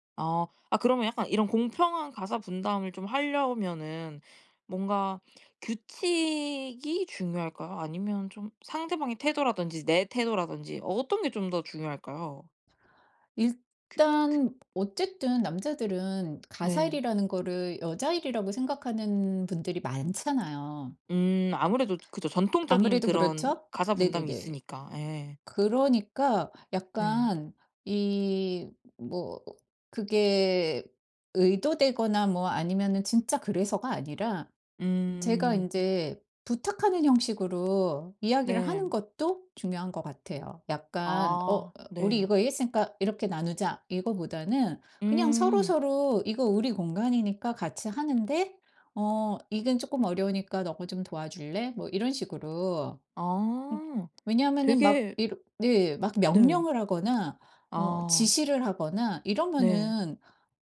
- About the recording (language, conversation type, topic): Korean, podcast, 가사 분담을 공평하게 하려면 어떤 기준을 세우는 것이 좋을까요?
- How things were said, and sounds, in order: other background noise; tapping